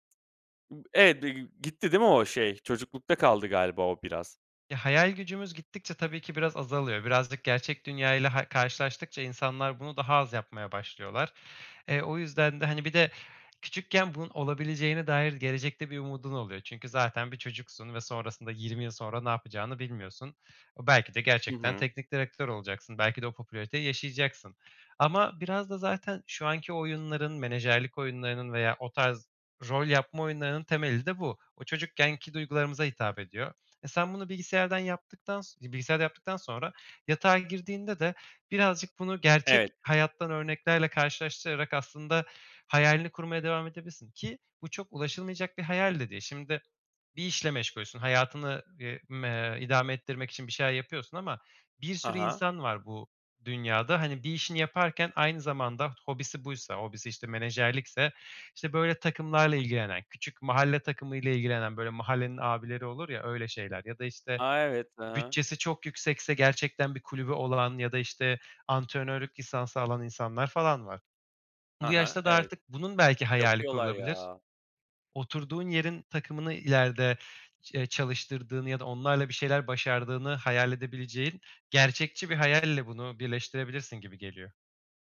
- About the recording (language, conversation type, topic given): Turkish, advice, Akşamları ekran kullanımı nedeniyle uykuya dalmakta zorlanıyorsanız ne yapabilirsiniz?
- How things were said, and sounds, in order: other noise; other background noise; tapping